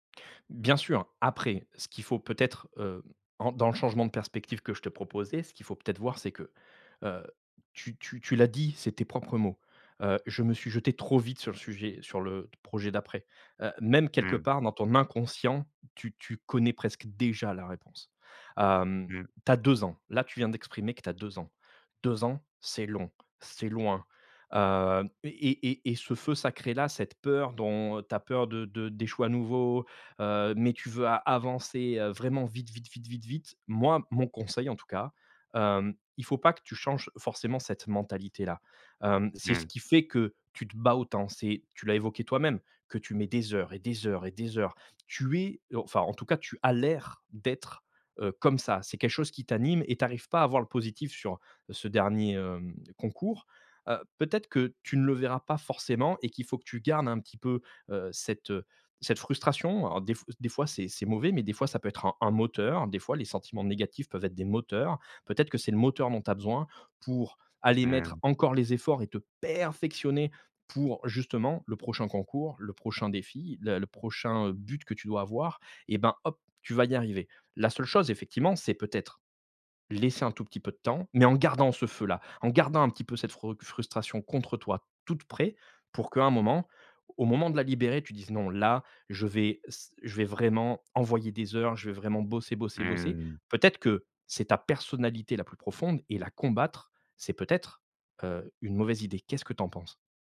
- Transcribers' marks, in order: other background noise; stressed: "déjà"; stressed: "l’air"; stressed: "perfectionner"; stressed: "gardant"; stressed: "gardant"
- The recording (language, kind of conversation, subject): French, advice, Comment retrouver la motivation après un échec ou un revers ?